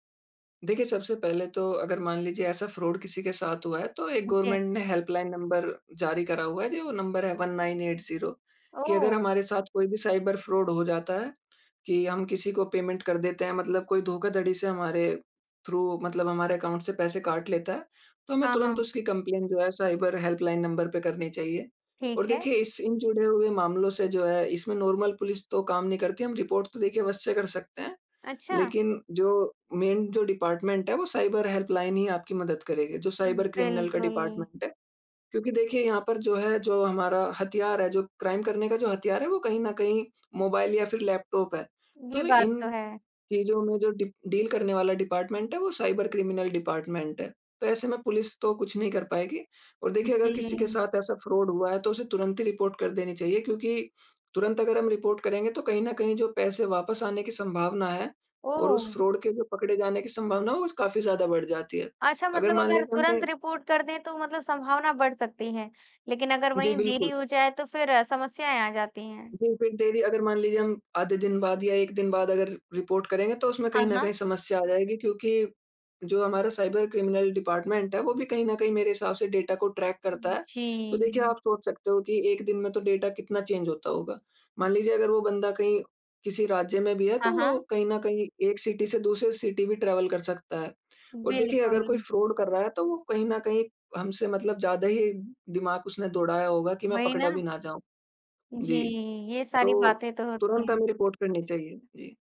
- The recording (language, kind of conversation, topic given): Hindi, podcast, ऑनलाइन निजता का ध्यान रखने के आपके तरीके क्या हैं?
- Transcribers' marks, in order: in English: "फ़्रॉड"; in English: "गवर्नमेंट"; in English: "हेल्पलाइन नंबर"; in English: "साइबर फ़्रॉड"; in English: "पेमेंट"; in English: "थ्रू"; in English: "अकाउंट"; in English: "कंप्लेन"; in English: "साइबर हेल्पलाइन"; in English: "नॉर्मल"; in English: "रिपोर्ट"; in English: "मेन"; in English: "डिपार्टमेंट"; in English: "साइबर हेल्पलाइन"; in English: "साइबर क्रिमिनल"; in English: "डिपार्टमेंट"; in English: "क्राइम"; in English: "डी डील"; in English: "डिपार्टमेंट"; in English: "साइबर क्रिमिनल डिपार्टमेंट"; in English: "फ़्रॉड"; in English: "रिपोर्ट"; in English: "रिपोर्ट"; in English: "फ़्रॉड"; in English: "रिपोर्ट"; in English: "डेली"; in English: "रिपोर्ट"; in English: "साइबर क्रिमिनल डिपार्टमेंट"; in English: "डाटा"; in English: "ट्रैक"; in English: "डाटा"; in English: "चेंज"; in English: "सिटी"; in English: "सिटी"; in English: "ट्रैवल"; in English: "फ़्रॉड"; in English: "रिपोर्ट"